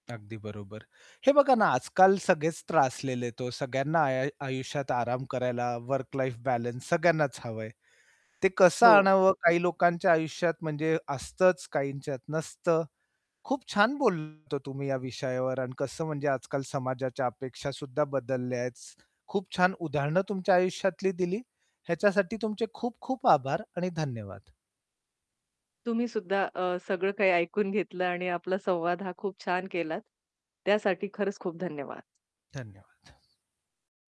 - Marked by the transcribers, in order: static; in English: "वर्क लाईफ बॅलन्स"; mechanical hum; other background noise; distorted speech; bird
- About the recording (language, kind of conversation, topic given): Marathi, podcast, काम आणि वैयक्तिक आयुष्य यांच्यातील संतुलन बदलल्यावर व्यक्तीची ओळख कशी बदलते?